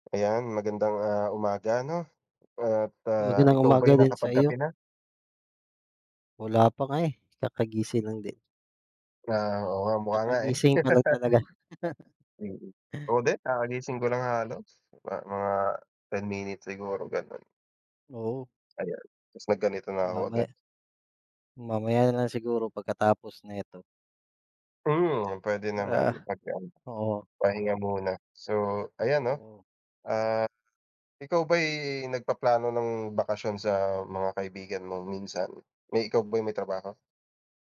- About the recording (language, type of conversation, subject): Filipino, unstructured, Paano mo mahihikayat ang mga kaibigan mong magbakasyon kahit kaunti lang ang badyet?
- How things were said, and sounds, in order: other background noise; tapping; chuckle